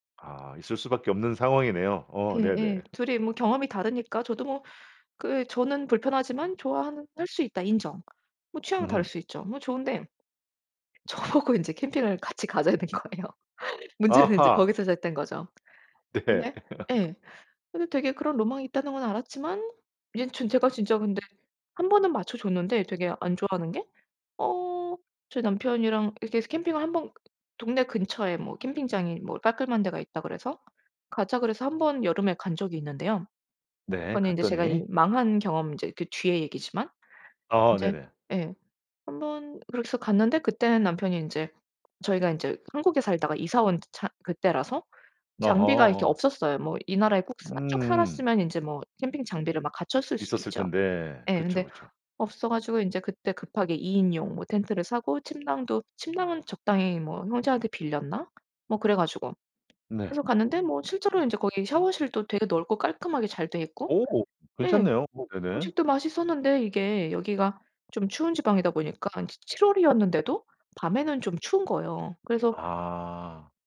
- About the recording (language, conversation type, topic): Korean, podcast, 예상치 못한 실패가 오히려 도움이 된 경험이 있으신가요?
- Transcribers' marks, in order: laugh; laughing while speaking: "저 보고"; laughing while speaking: "가자는 거예요"; laugh; laughing while speaking: "네"; laugh; other background noise; tapping